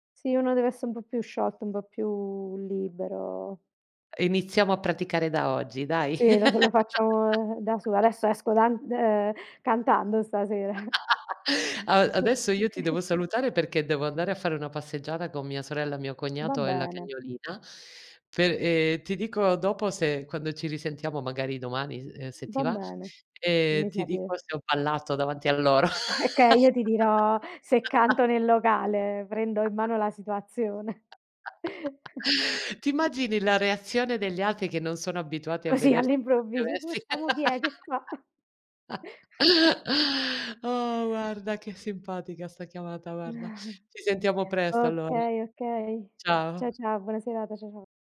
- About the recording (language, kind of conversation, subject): Italian, unstructured, Qual è la parte di te che pochi conoscono?
- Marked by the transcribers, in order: tapping; laugh; laugh; chuckle; laughing while speaking: "Okay"; laugh; chuckle; unintelligible speech; laugh; chuckle; chuckle